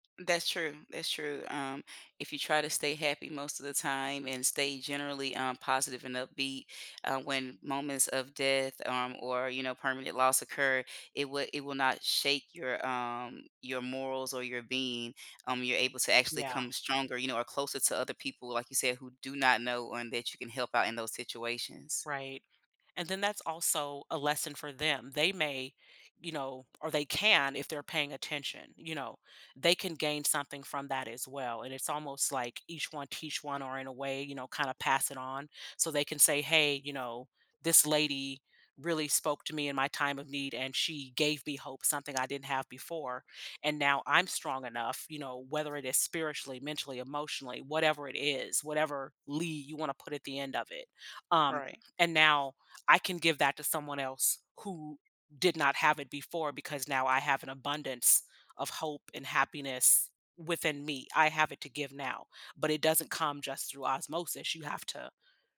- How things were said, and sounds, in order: tapping; stressed: "can"; other background noise
- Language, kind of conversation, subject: English, unstructured, How does experiencing loss shape your perspective on what is important in life?
- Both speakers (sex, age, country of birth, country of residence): female, 40-44, United States, United States; female, 50-54, United States, United States